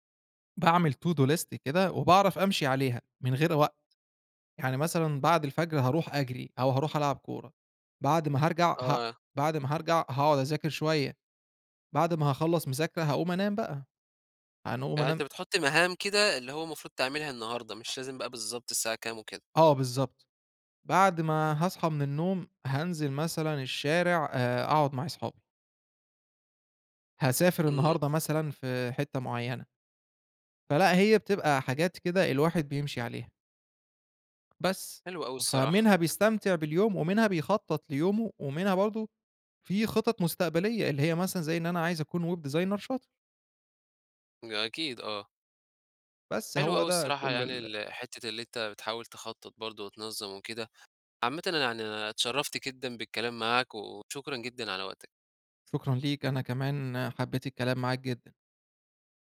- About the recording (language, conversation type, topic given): Arabic, podcast, إزاي بتوازن بين استمتاعك اليومي وخططك للمستقبل؟
- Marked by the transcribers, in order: in English: "to do list"; unintelligible speech; in English: "web designer"; other background noise